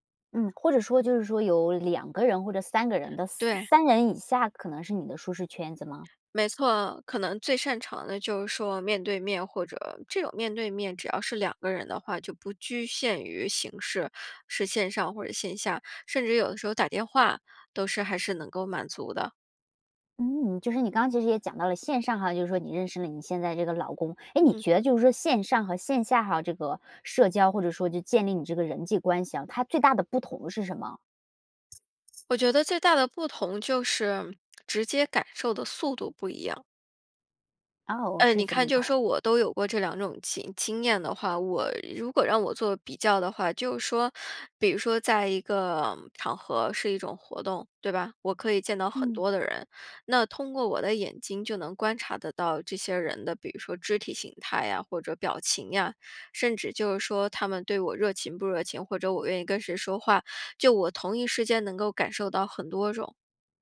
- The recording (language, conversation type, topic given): Chinese, podcast, 你会如何建立真实而深度的人际联系？
- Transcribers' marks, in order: none